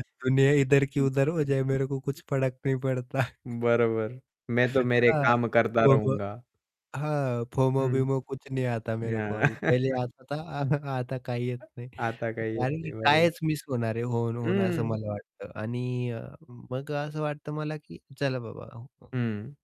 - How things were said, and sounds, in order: in Hindi: "दुनिया इधर की उधर हो जय मेरे को कुछ फडक नही पडता"; static; distorted speech; unintelligible speech; in Hindi: "मैं तो मेरे काम करता रहूंगा"; chuckle; in Hindi: "कुछ नहीं आता मेरे को अभी पहिले आता था"; chuckle; unintelligible speech; other background noise
- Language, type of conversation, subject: Marathi, podcast, दैनंदिन जीवनात सतत जोडून राहण्याचा दबाव तुम्ही कसा हाताळता?